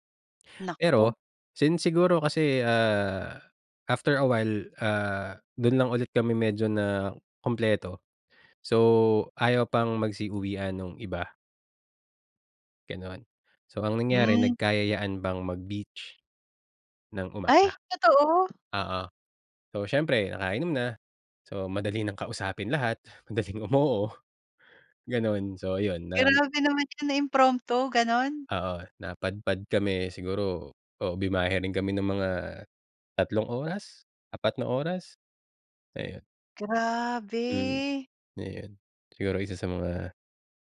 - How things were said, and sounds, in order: in English: "after a while"; tapping; in English: "impromptu"; drawn out: "Grabe!"
- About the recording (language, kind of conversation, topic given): Filipino, podcast, Paano mo pinagyayaman ang matagal na pagkakaibigan?